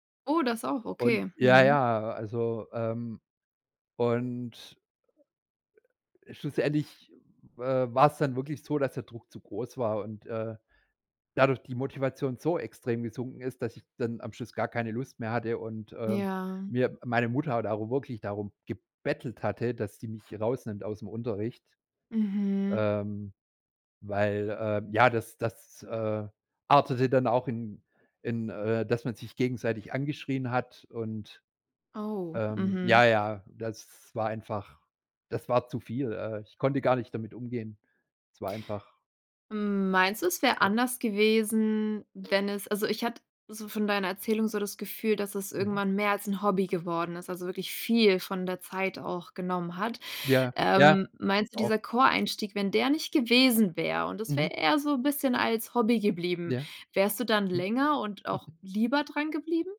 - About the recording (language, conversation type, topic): German, podcast, Wie bist du zum Spielen eines Instruments gekommen?
- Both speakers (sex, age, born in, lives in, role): female, 65-69, Turkey, Germany, host; male, 45-49, Germany, Germany, guest
- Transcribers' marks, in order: other noise; stressed: "so"; stressed: "gebettelt"; stressed: "viel"; chuckle